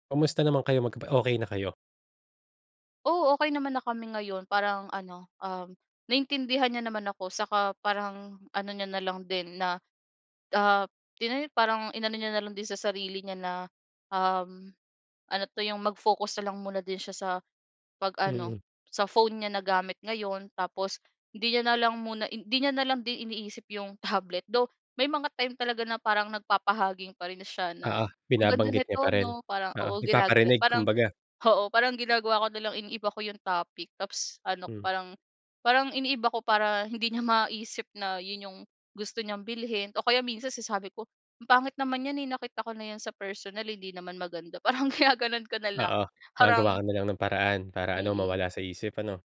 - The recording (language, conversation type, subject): Filipino, podcast, Paano mo natutunang tumanggi nang maayos?
- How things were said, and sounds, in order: tapping; snort; snort; laughing while speaking: "parang ginagano'n ko nalang"